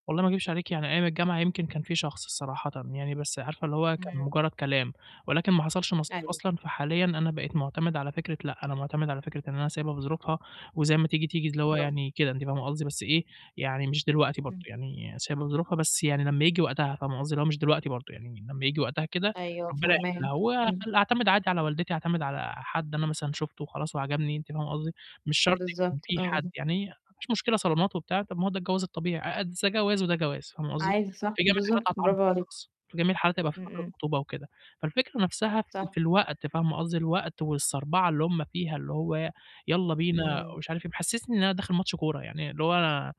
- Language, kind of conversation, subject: Arabic, advice, إزاي أتعامل مع ضغط أهلي إني أتجوز بسرعة وفي نفس الوقت أختار شريك مناسب؟
- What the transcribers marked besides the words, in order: static; tapping; unintelligible speech